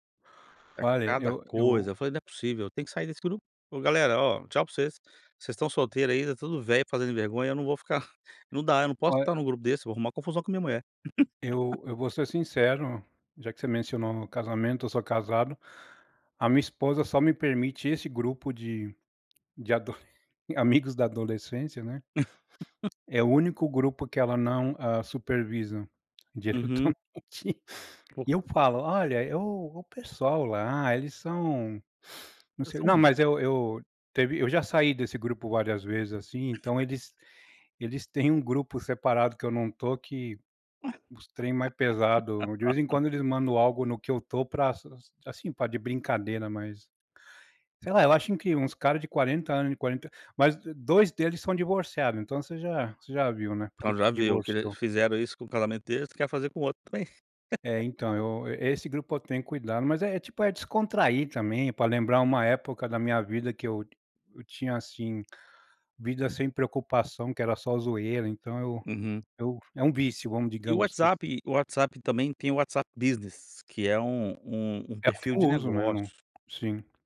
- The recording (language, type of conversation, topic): Portuguese, podcast, Como lidar com grupos do WhatsApp muito ativos?
- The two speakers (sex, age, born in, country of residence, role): male, 40-44, United States, United States, guest; male, 45-49, Brazil, United States, host
- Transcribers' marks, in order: chuckle; "mulher" said as "muié"; laugh; laugh; chuckle; laugh; laugh